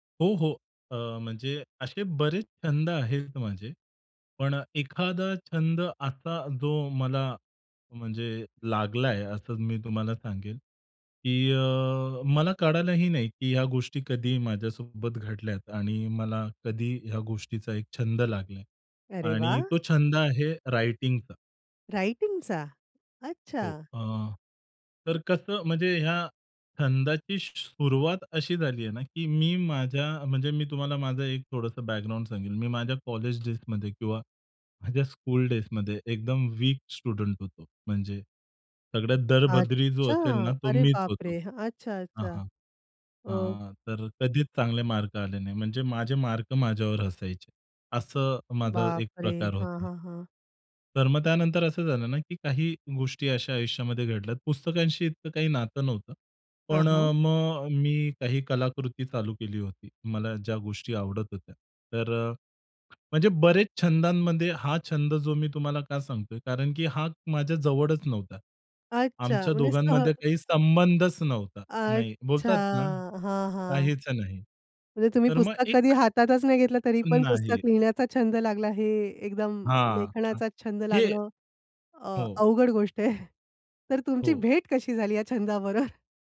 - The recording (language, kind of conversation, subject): Marathi, podcast, तुझा आवडता छंद कसा सुरू झाला, सांगशील का?
- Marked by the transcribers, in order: in English: "रायटिंगचा"; in English: "रायटिंगचा?"; other background noise; in English: "बॅकग्राऊंड"; in English: "कॉलेज डेज"; in English: "स्कूल डेज"; in English: "वीक स्टुडंट"; laughing while speaking: "अवघड गोष्ट आहे"; laughing while speaking: "छंदाबरोबर?"